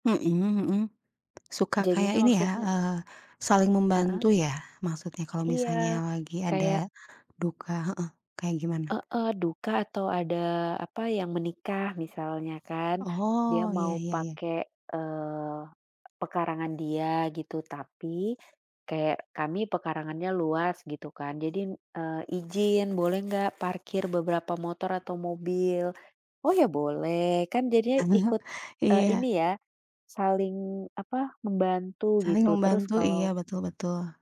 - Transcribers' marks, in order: tapping; other background noise; laugh
- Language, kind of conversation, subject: Indonesian, unstructured, Apa kenangan bahagiamu bersama tetangga?